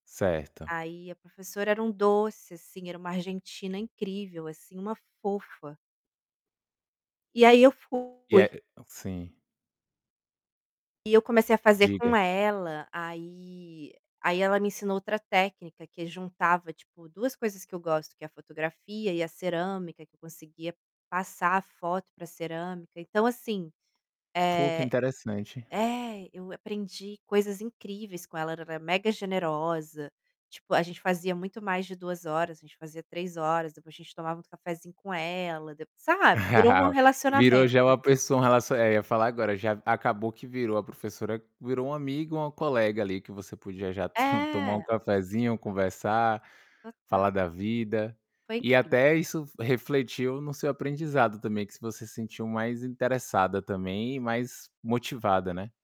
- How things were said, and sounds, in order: tapping; distorted speech; chuckle; static
- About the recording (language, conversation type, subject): Portuguese, podcast, Como você começou nesse hobby que te dá prazer?